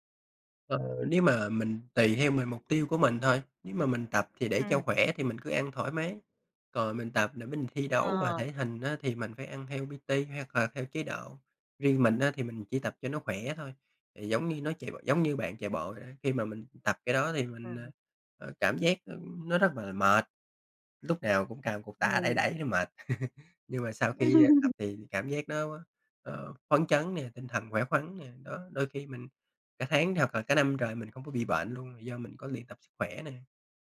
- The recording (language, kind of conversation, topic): Vietnamese, unstructured, Bạn có thể chia sẻ cách bạn duy trì động lực khi tập luyện không?
- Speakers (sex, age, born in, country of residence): female, 40-44, Vietnam, Vietnam; male, 30-34, Vietnam, Vietnam
- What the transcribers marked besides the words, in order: in English: "P-T"; chuckle